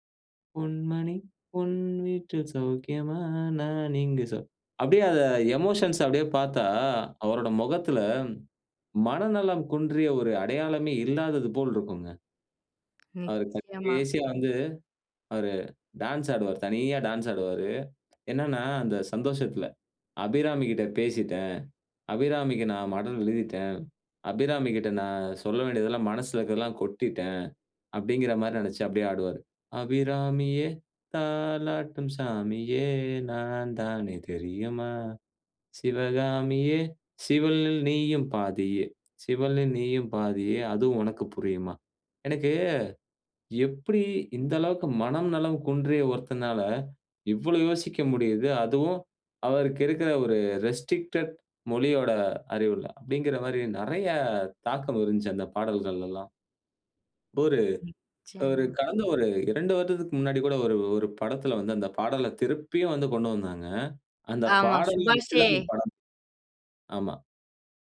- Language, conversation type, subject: Tamil, podcast, வயது அதிகரிக்கும்போது இசை ரசனை எப்படி மாறுகிறது?
- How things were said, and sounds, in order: singing: "பொன் மணி உன் வீட்டில் சௌக்கியமா? நான் இங்கு சௌ"; in English: "எமோஷன்ஸ்"; other noise; unintelligible speech; other background noise; singing: "அபிராமியே! தாலாட்டும் சாமியே! நான் தானே … அதுவும் உனக்கு புரியுமா?"; in English: "ரெஸ்ட்ரிக்டட்"; "இருந்துச்சு" said as "இருன்ச்சு"